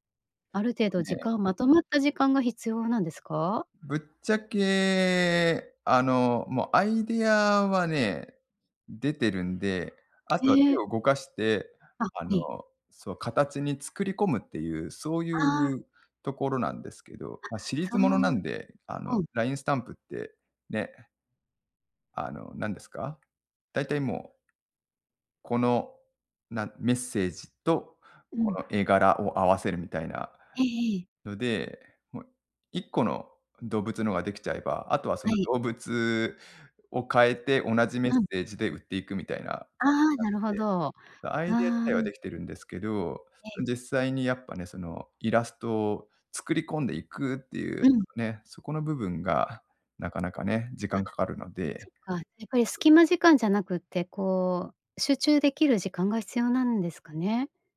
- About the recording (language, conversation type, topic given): Japanese, advice, 創作に使う時間を確保できずに悩んでいる
- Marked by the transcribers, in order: none